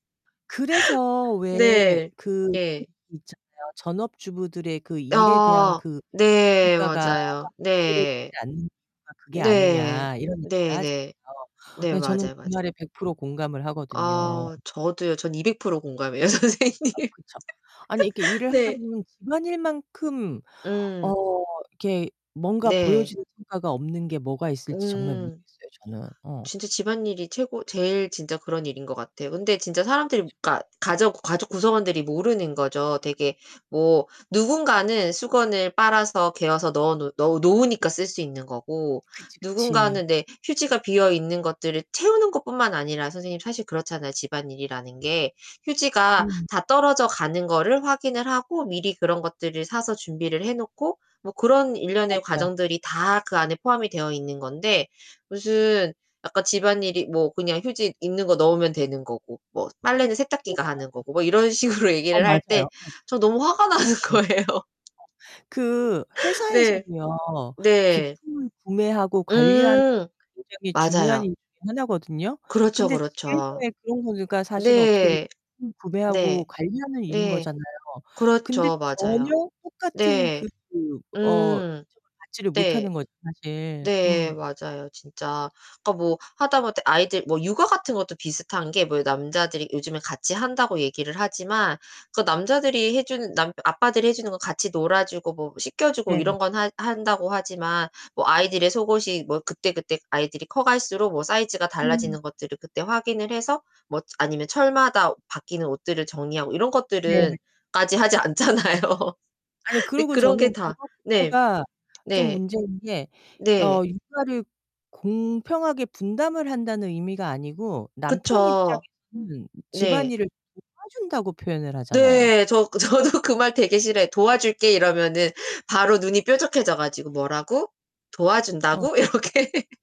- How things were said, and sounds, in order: unintelligible speech; distorted speech; laughing while speaking: "선생님"; laugh; laughing while speaking: "식으로"; laughing while speaking: "나는 거예요"; unintelligible speech; laughing while speaking: "않잖아요"; laughing while speaking: "저도"; laughing while speaking: "이렇게"; laugh
- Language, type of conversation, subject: Korean, unstructured, 같이 사는 사람이 청소를 하지 않을 때 어떻게 설득하시겠어요?